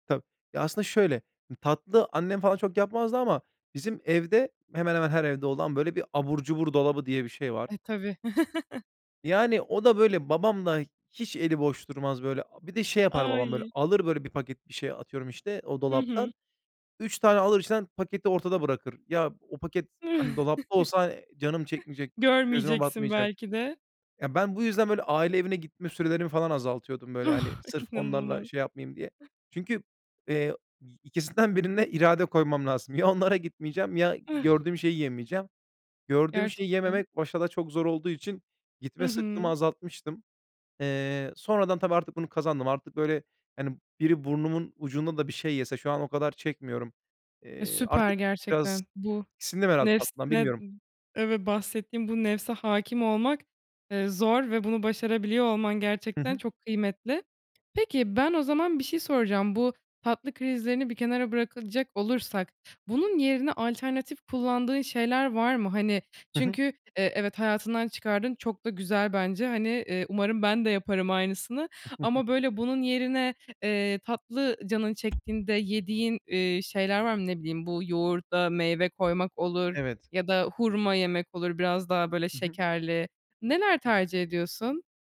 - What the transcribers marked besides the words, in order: chuckle; chuckle; laughing while speaking: "Ah, inanılmaz"; chuckle; other background noise; tapping; chuckle
- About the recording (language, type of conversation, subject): Turkish, podcast, Tatlı krizleriyle başa çıkmak için hangi yöntemleri kullanıyorsunuz?